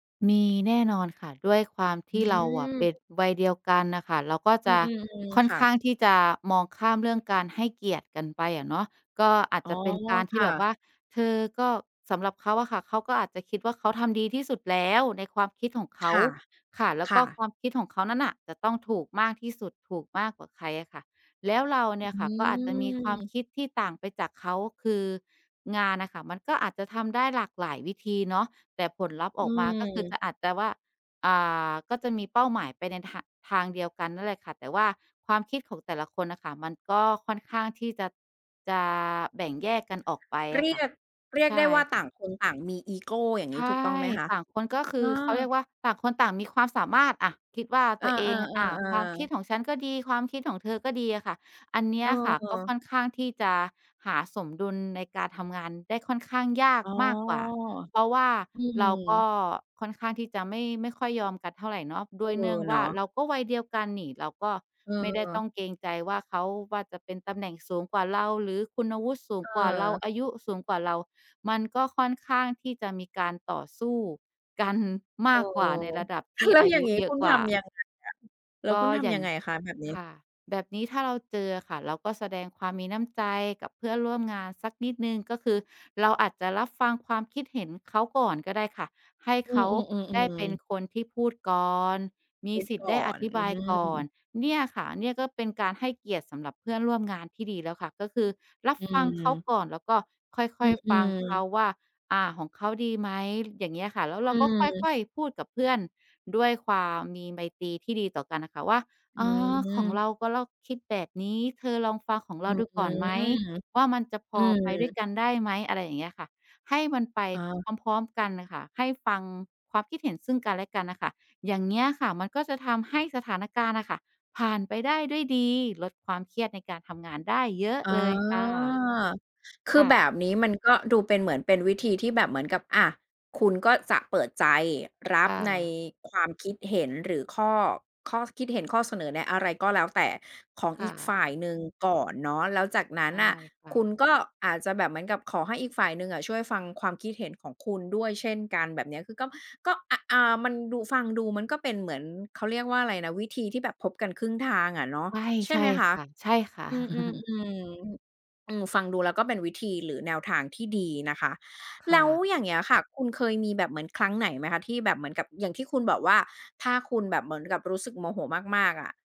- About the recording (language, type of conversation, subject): Thai, podcast, เวลาทะเลาะกัน คุณชอบหยุดพักก่อนคุยไหม?
- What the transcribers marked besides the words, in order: tapping; drawn out: "อ๋อ"; other background noise; drawn out: "อ๋อ"; chuckle